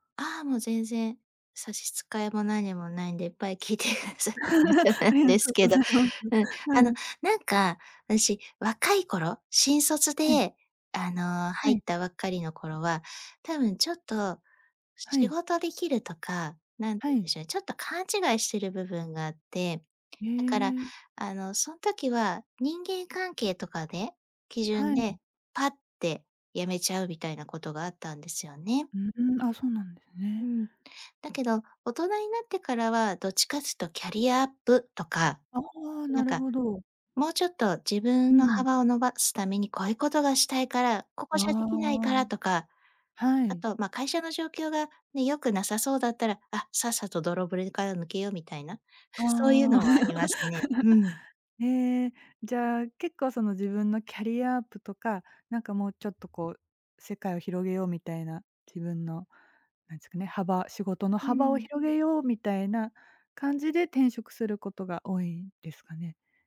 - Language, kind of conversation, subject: Japanese, podcast, 転職を考え始めたとき、最初に何をしますか？
- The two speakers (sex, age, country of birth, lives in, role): female, 40-44, Japan, Japan, host; female, 45-49, Japan, Japan, guest
- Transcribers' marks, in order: chuckle; laughing while speaking: "ありがとうございます"; laughing while speaking: "聞いてくださえ大丈夫なんですけど"; tapping; "泥船" said as "ぼろぶれ"; chuckle